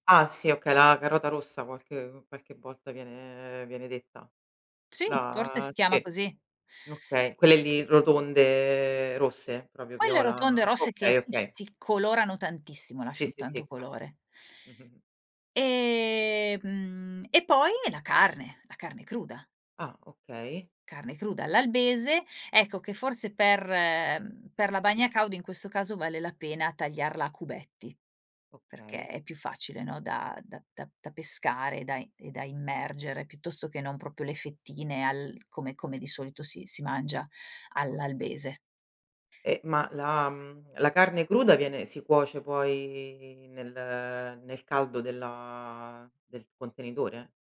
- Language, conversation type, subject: Italian, podcast, Qual è un’esperienza culinaria condivisa che ti ha colpito?
- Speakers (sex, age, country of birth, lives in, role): female, 35-39, Italy, Italy, host; female, 45-49, Italy, Italy, guest
- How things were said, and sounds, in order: unintelligible speech; chuckle; "proprio" said as "propio"; other background noise